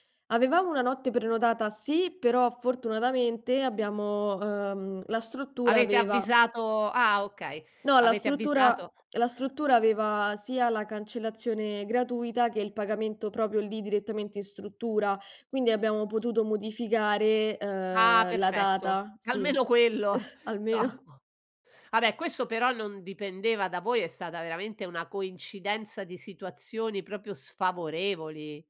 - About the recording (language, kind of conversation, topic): Italian, podcast, Ti è mai capitato di perdere un volo o un treno durante un viaggio?
- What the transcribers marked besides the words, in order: "proprio" said as "propio"; laughing while speaking: "quello, no"; chuckle; "proprio" said as "propio"